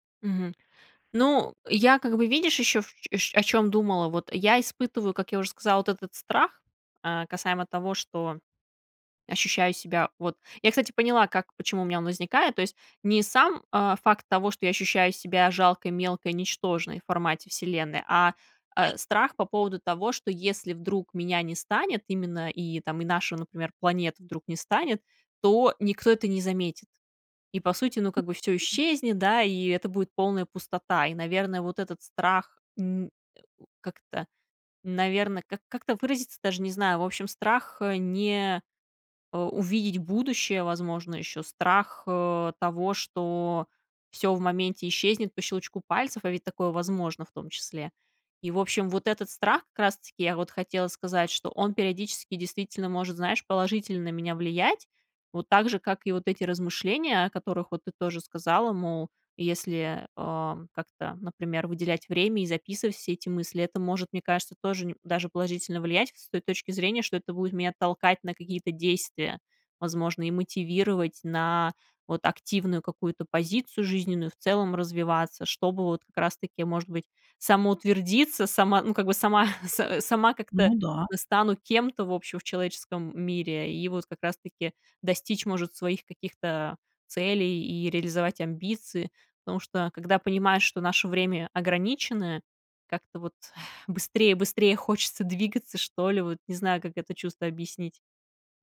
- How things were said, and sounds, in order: other background noise; chuckle
- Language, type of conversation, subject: Russian, advice, Как вы переживаете кризис середины жизни и сомнения в смысле жизни?